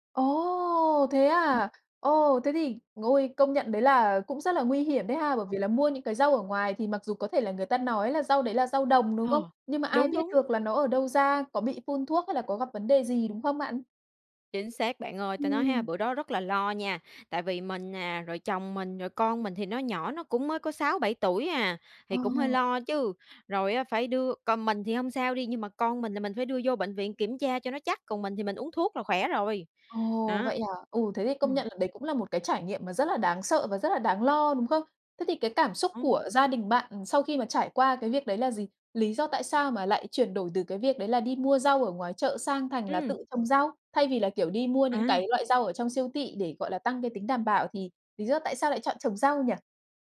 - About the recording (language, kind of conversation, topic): Vietnamese, podcast, Bạn có bí quyết nào để trồng rau trên ban công không?
- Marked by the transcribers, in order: other background noise